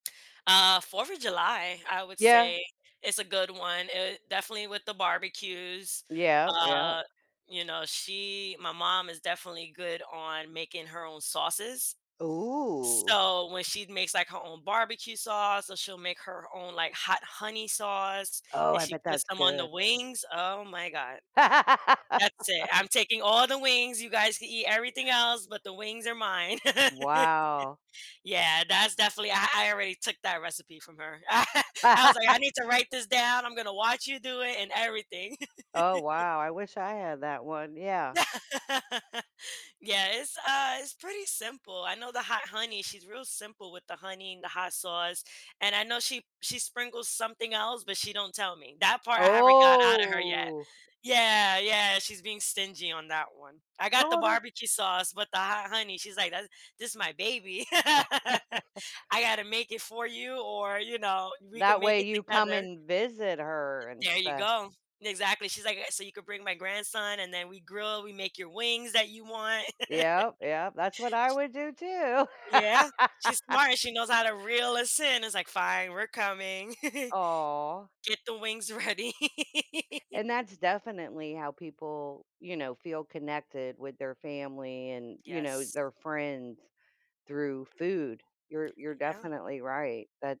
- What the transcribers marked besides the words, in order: other background noise; laugh; laugh; chuckle; laugh; laugh; drawn out: "Oh!"; laugh; laugh; laugh; chuckle; laugh
- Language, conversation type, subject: English, unstructured, How do food traditions help shape our sense of identity and belonging?
- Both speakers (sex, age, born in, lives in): female, 30-34, United States, United States; female, 55-59, United States, United States